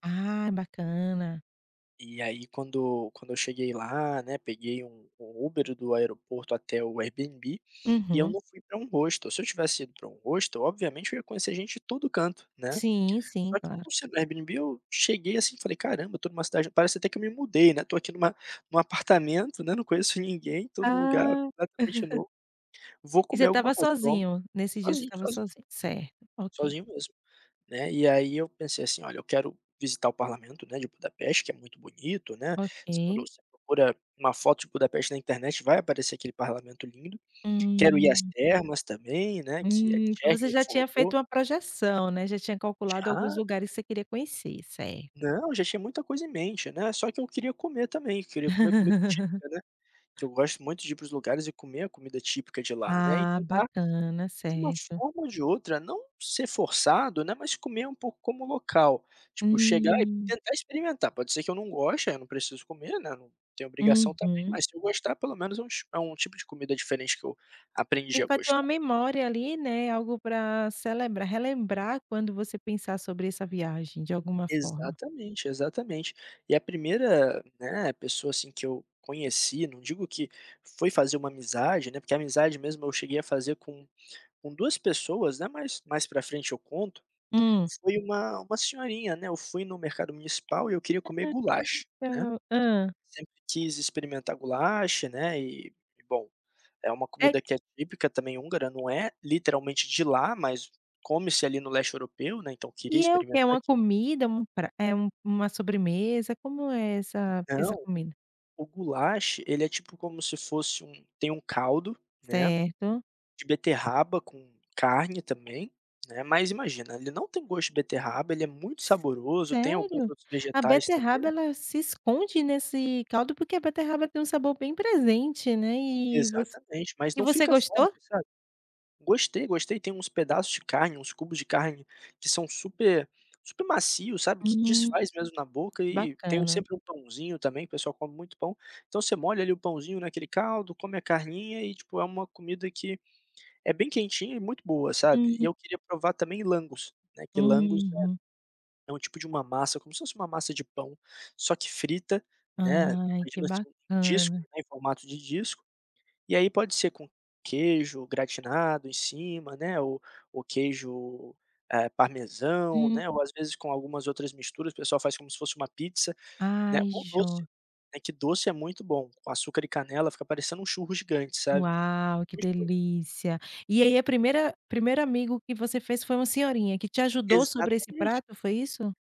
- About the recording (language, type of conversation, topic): Portuguese, podcast, O que viajar te ensinou sobre fazer amigos?
- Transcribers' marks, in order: chuckle; tapping; chuckle; unintelligible speech; in Hungarian: "Gulyás"; in Hungarian: "Gulyás"; in Hungarian: "Gulyás"; in Hungarian: "Lángos"; in Hungarian: "Lángos"